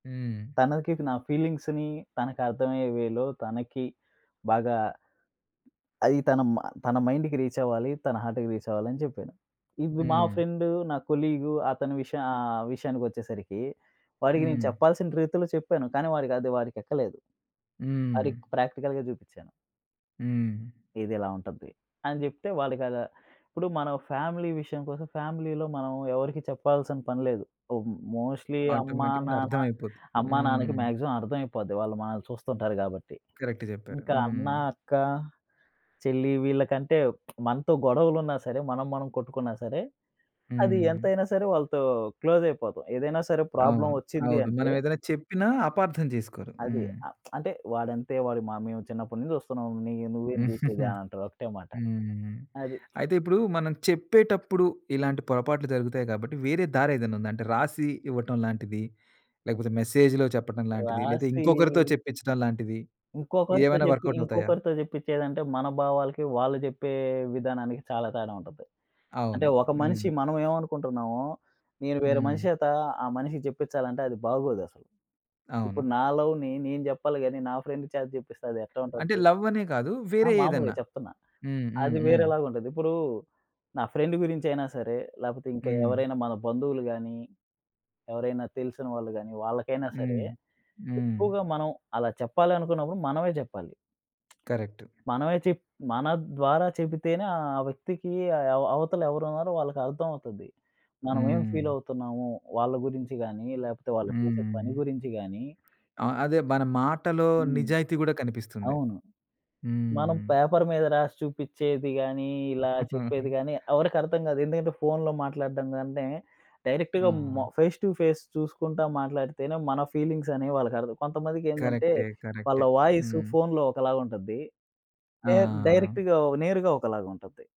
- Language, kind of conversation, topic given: Telugu, podcast, సంబంధాల్లో మీ భావాలను సహజంగా, స్పష్టంగా ఎలా వ్యక్తపరుస్తారు?
- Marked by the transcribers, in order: in English: "ఫీలింగ్స్‌ని"; in English: "వేలో"; in English: "మైండ్‌కి రీచ్"; in English: "హార్ట్‌కి రీచ్"; in English: "కొలీగ్"; in English: "ప్రాక్టికల్‌గా"; in English: "ఫ్యామిలీ"; in English: "ఫ్యామిలీలో"; in English: "మ్ మోస్ట్‌లీ"; in English: "ఆటోమేటిక్‌గా"; in English: "మాక్సిమం"; in English: "కరెక్ట్"; lip smack; in English: "క్లోజ్"; in English: "ప్రాబ్లమ్"; lip smack; giggle; in English: "మెసేజ్‌లో"; in English: "వర్క్‌అవుట్"; in English: "లవ్‌ని"; in English: "ఫ్రెండ్"; in English: "లవ్"; in English: "ఫ్రెండ్"; in English: "కరెక్ట్"; tapping; in English: "ఫీల్"; in English: "పేపర్"; in English: "డైరెక్ట్‌గా"; in English: "ఫేస్ టు ఫేస్"; in English: "ఫీలింగ్స్"; in English: "వాయిస్"; in English: "డైరెక్ట్‌గా"